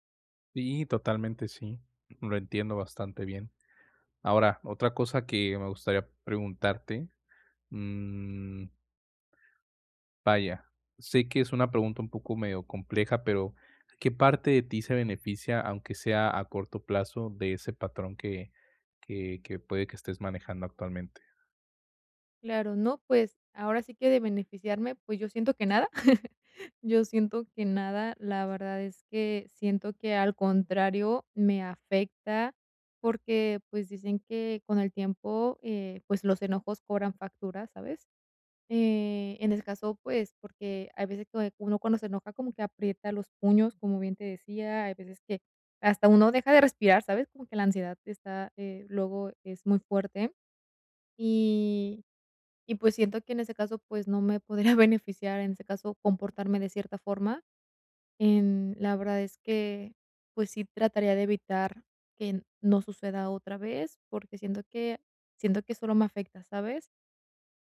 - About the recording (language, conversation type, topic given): Spanish, advice, ¿Cómo puedo dejar de repetir patrones de comportamiento dañinos en mi vida?
- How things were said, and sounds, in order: chuckle; laughing while speaking: "podría beneficiar"